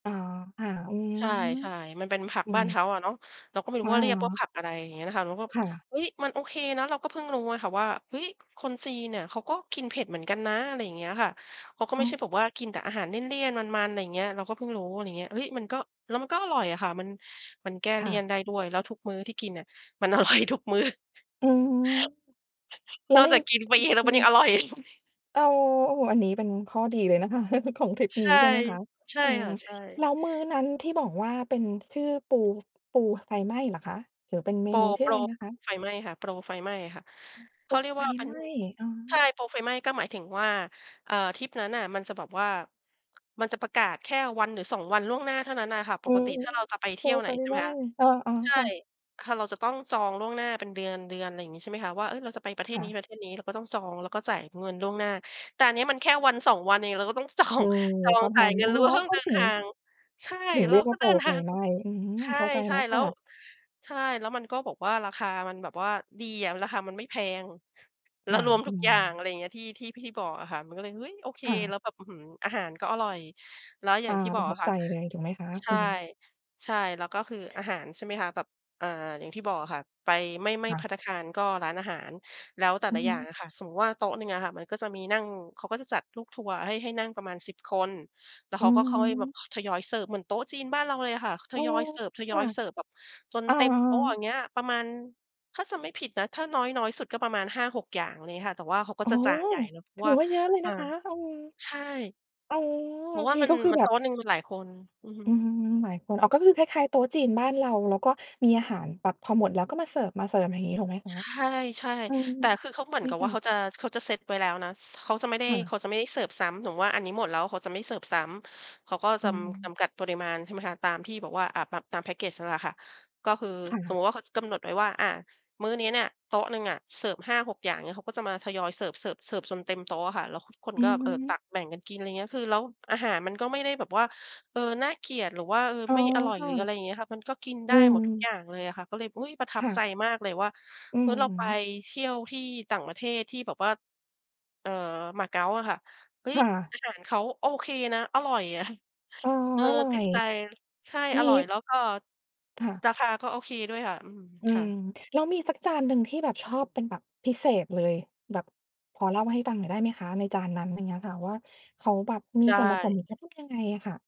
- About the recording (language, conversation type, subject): Thai, podcast, อาหารท้องถิ่นจากทริปไหนที่คุณติดใจที่สุด?
- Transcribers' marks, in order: laughing while speaking: "อร่อยทุกมื้อ"; tapping; laughing while speaking: "อร่อย"; chuckle; other noise; tsk; laughing while speaking: "จอง"; surprised: "โอ้โฮ ! ถือว่าเยอะเลยนะคะ"; other background noise